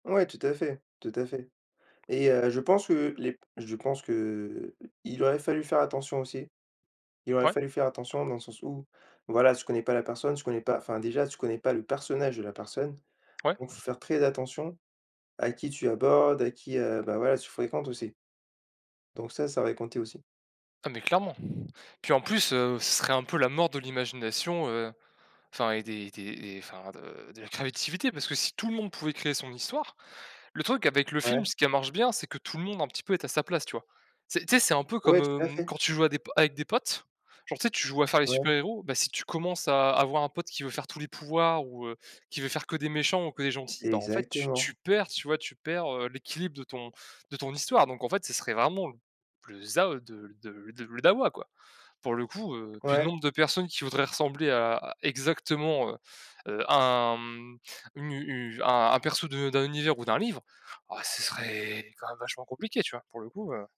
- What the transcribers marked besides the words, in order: tapping
- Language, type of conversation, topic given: French, unstructured, Comment une journée où chacun devrait vivre comme s’il était un personnage de roman ou de film influencerait-elle la créativité de chacun ?